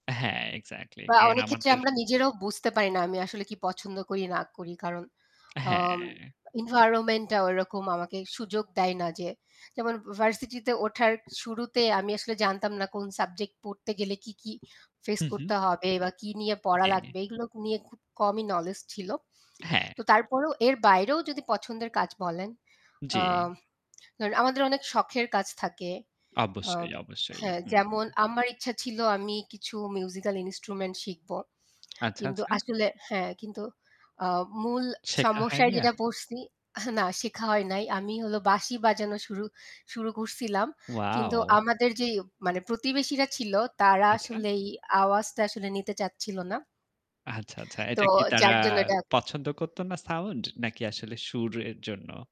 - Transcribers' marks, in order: static; drawn out: "হ্যাঁ"; "এনভায়রনমেন্টটা" said as "ইনভায়রনমেন্টটা"; lip smack; other background noise
- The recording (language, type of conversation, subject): Bengali, unstructured, কেন অনেক মানুষ তাদের পছন্দের কাজ ছেড়ে দেয়?